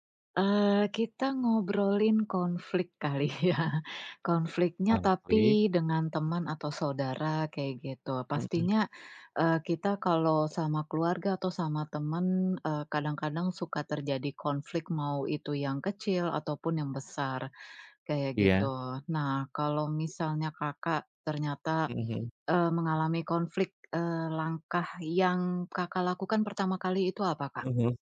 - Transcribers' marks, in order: laughing while speaking: "kali ya"; "Konflik" said as "kamflik"; other background noise
- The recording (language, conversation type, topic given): Indonesian, unstructured, Bagaimana kamu menyelesaikan konflik dengan teman atau saudara?